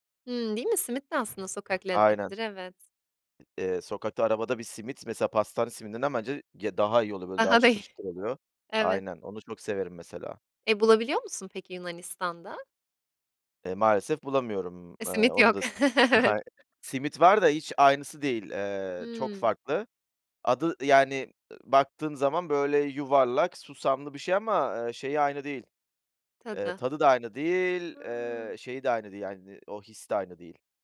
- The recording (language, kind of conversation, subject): Turkish, podcast, Sokak lezzetleri arasında en sevdiğin hangisiydi ve neden?
- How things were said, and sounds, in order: other background noise; unintelligible speech; chuckle; laughing while speaking: "Evet"; unintelligible speech